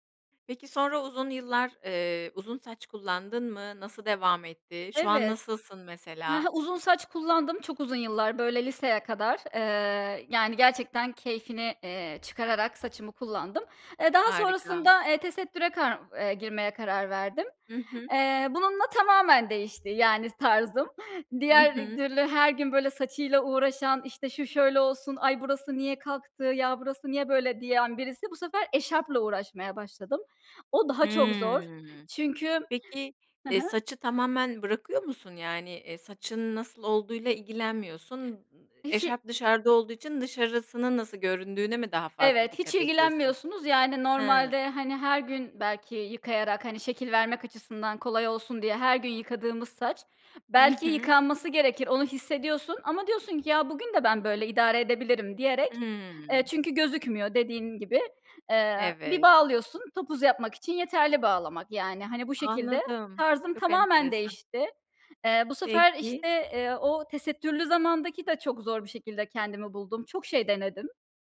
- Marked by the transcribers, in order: other background noise; "türlü" said as "dürlü"
- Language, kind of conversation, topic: Turkish, podcast, Tarzın zaman içinde nasıl değişti ve neden böyle oldu?